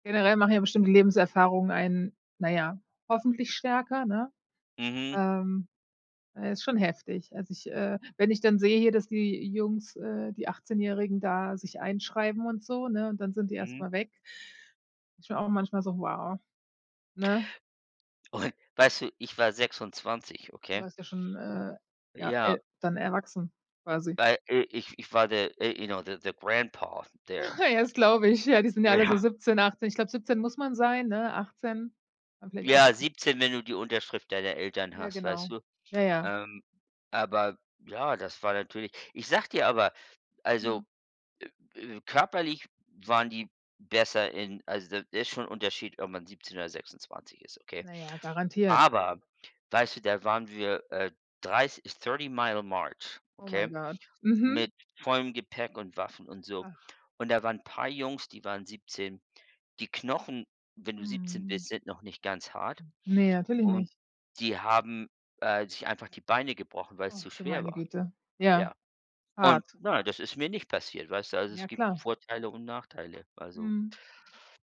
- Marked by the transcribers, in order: laughing while speaking: "Und"; in English: "you know, the the Grandpa, there"; chuckle; laughing while speaking: "Ja"; tapping; stressed: "Aber"; in English: "thirty mile march"; in English: "Oh my god"; other background noise
- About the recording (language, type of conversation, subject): German, unstructured, Was würdest du tun, wenn du keine Angst vor Misserfolg hättest?